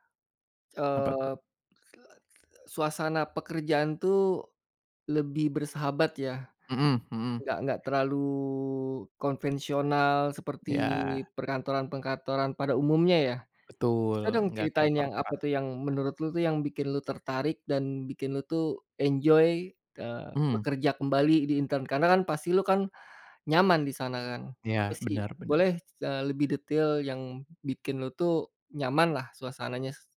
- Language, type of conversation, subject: Indonesian, podcast, Seperti apa pengalaman kerja pertamamu, dan bagaimana rasanya?
- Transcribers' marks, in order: other noise; "perkantoran" said as "pengkatoran"; other background noise; in English: "enjoy"; in English: "intern"